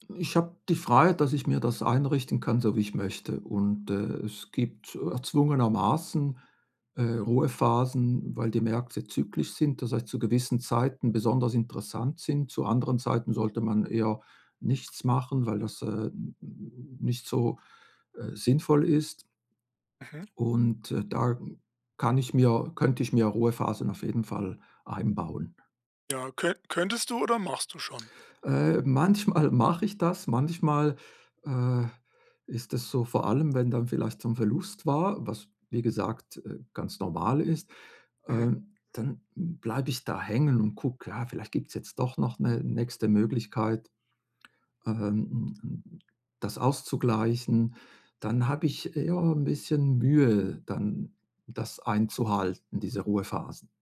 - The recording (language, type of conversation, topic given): German, advice, Wie kann ich besser mit der Angst vor dem Versagen und dem Erwartungsdruck umgehen?
- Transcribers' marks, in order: tapping; other background noise